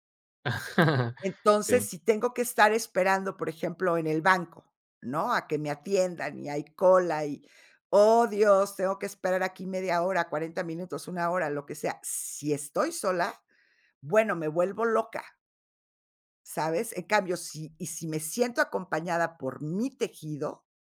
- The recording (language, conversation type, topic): Spanish, podcast, ¿Cómo te permites descansar sin culpa?
- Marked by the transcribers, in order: chuckle; other background noise